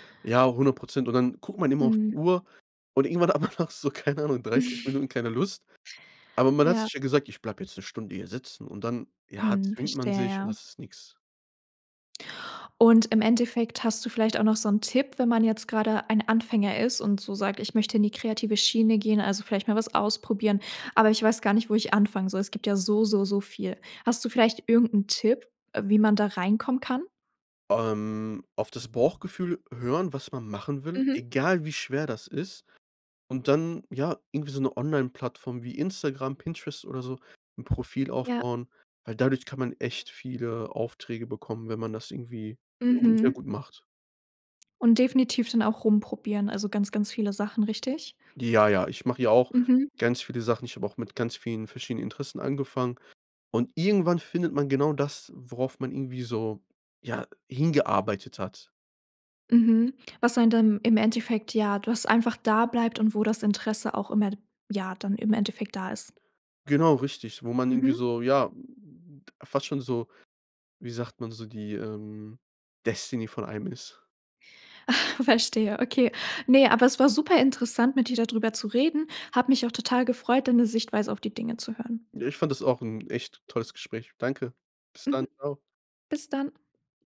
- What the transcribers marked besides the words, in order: laughing while speaking: "aber nach so"; chuckle; stressed: "egal"; in English: "Destiny"; snort; joyful: "Verstehe, okay"
- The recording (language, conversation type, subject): German, podcast, Wie bewahrst du dir langfristig die Freude am kreativen Schaffen?